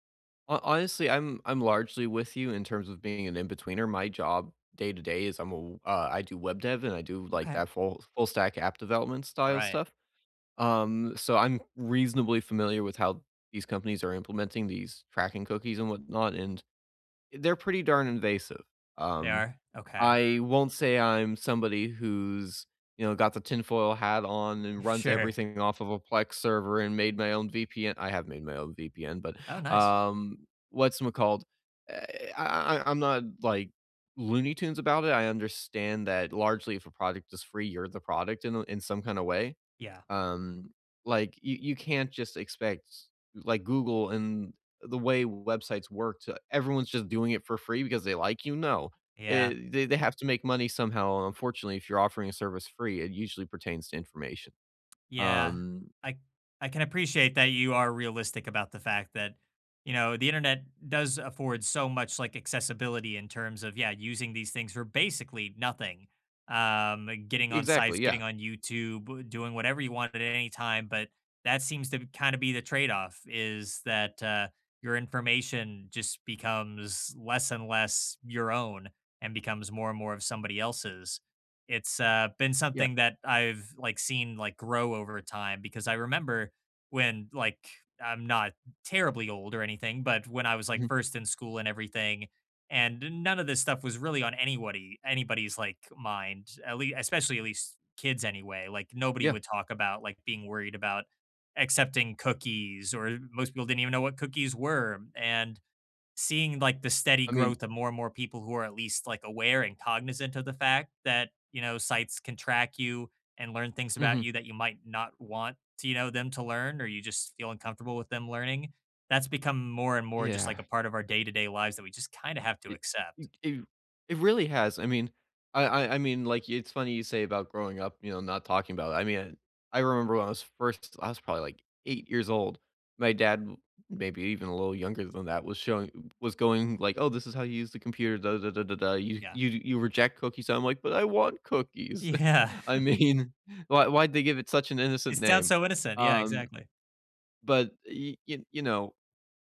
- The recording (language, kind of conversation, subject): English, unstructured, How do you feel about ads tracking what you do online?
- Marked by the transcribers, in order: laughing while speaking: "Sure"; tapping; other background noise; laughing while speaking: "Yeah"; chuckle; laughing while speaking: "mean"